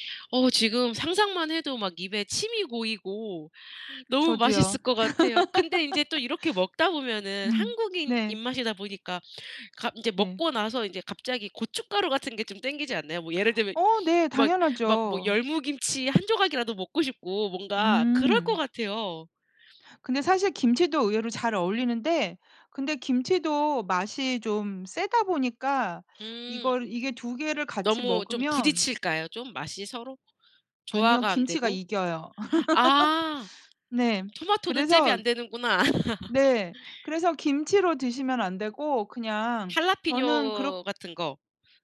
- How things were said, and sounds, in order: tapping; laugh; other background noise; laugh; laugh
- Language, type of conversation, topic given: Korean, podcast, 특별한 날이면 꼭 만드는 음식이 있나요?